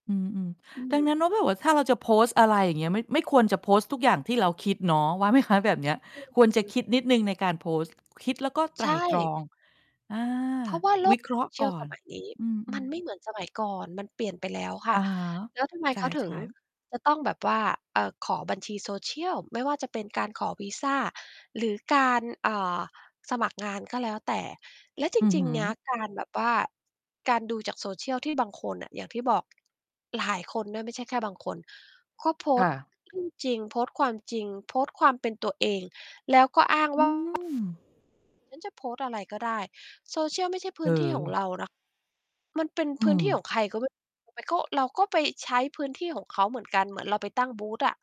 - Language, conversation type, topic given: Thai, podcast, คุณจำเป็นต้องเป็นตัวตนที่แท้จริงบนโซเชียลมีเดียไหม?
- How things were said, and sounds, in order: static; distorted speech; tapping; laughing while speaking: "ไหม"; other background noise